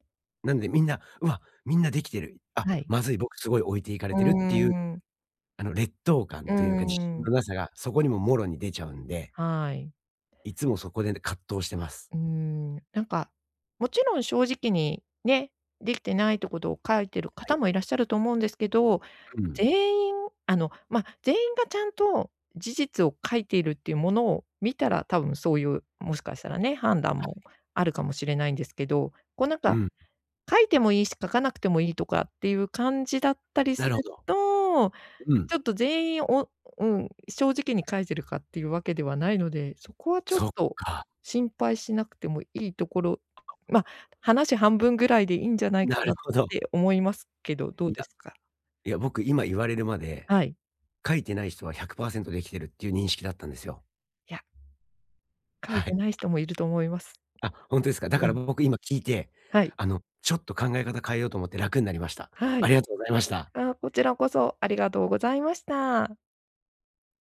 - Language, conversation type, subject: Japanese, advice, 自分の能力に自信が持てない
- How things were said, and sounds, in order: other noise; other background noise